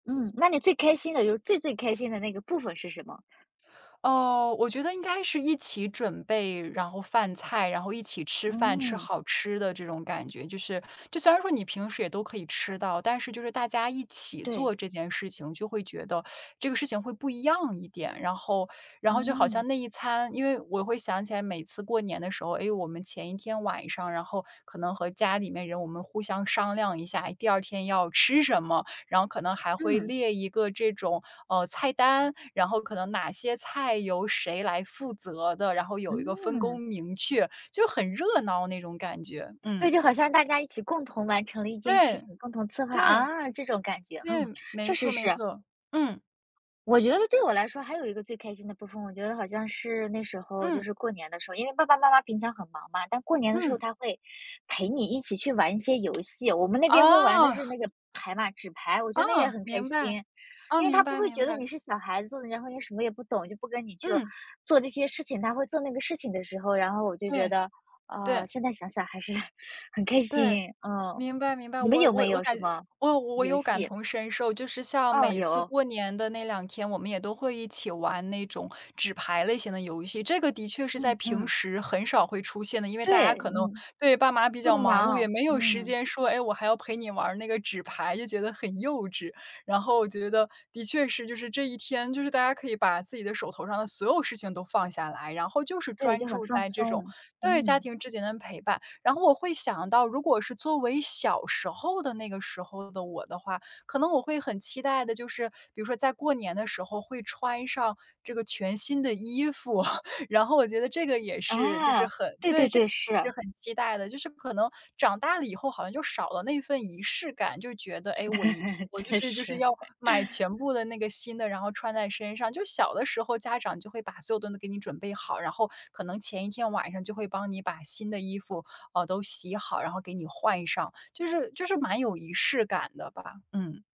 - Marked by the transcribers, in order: other background noise; laughing while speaking: "还是很开心"; laughing while speaking: "服"; laughing while speaking: "对，确实"; chuckle
- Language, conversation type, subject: Chinese, unstructured, 你觉得庆祝节日时最开心的部分是什么？